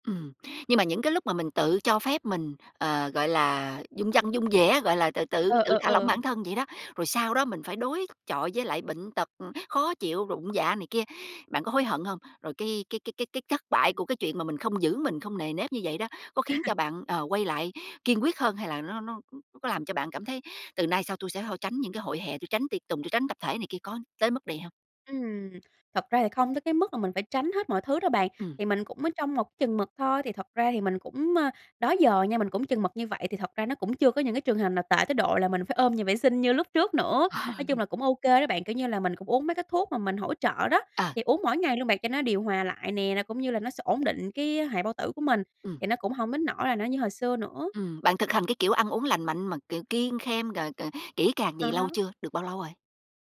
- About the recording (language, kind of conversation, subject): Vietnamese, podcast, Bạn giữ thói quen ăn uống lành mạnh bằng cách nào?
- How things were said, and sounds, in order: tapping; laugh; laughing while speaking: "Ờ"; other background noise